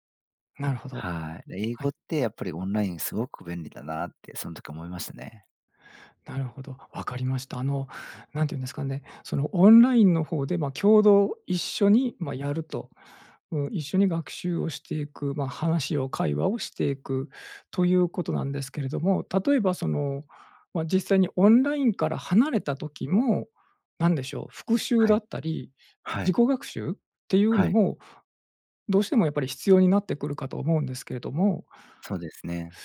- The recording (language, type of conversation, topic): Japanese, podcast, 自分に合う勉強法はどうやって見つけましたか？
- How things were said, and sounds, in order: none